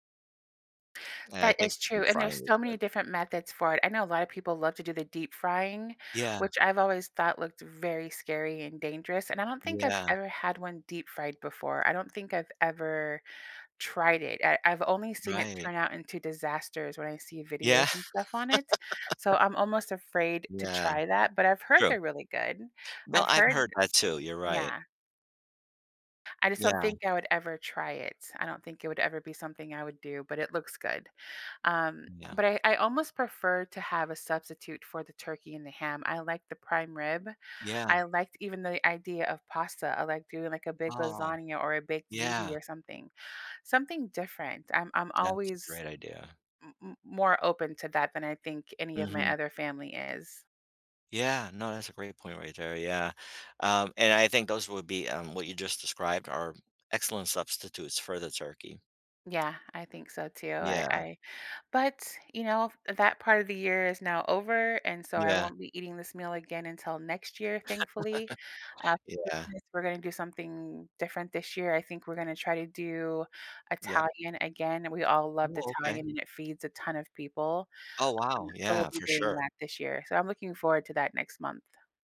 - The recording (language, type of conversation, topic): English, unstructured, How can I understand why holidays change foods I crave or avoid?
- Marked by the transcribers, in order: other background noise; laugh; tapping; laugh